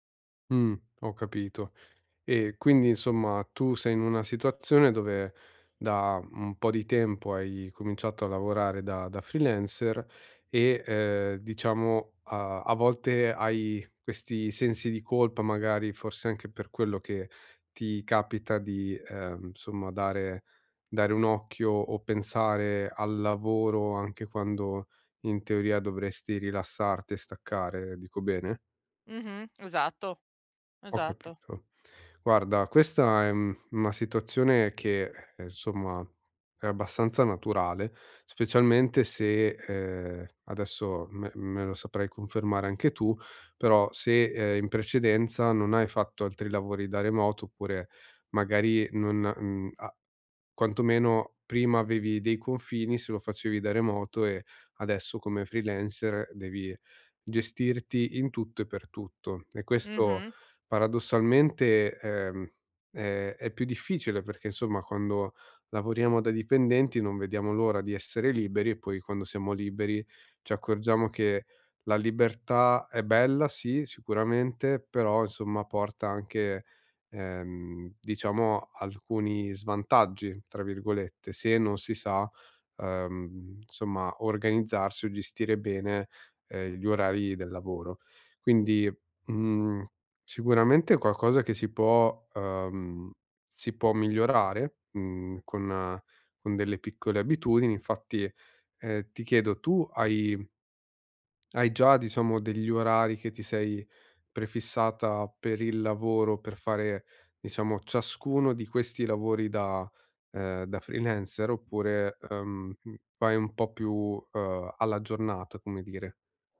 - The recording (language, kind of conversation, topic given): Italian, advice, Come posso riposare senza sentirmi meno valido o in colpa?
- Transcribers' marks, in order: "insomma" said as "nsomma"